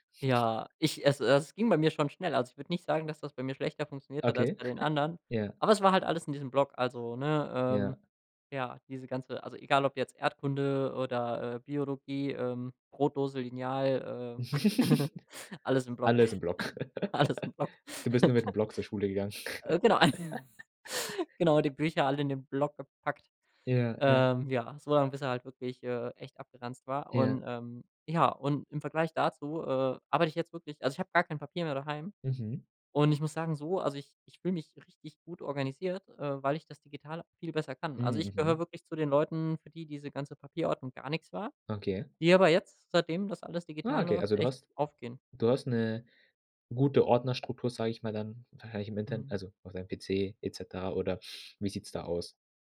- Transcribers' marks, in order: chuckle; giggle; laugh; giggle; chuckle; laughing while speaking: "alles im Block"; chuckle; laugh
- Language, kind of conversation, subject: German, podcast, Sag mal, wie beeinflusst Technik deinen Alltag heute am meisten?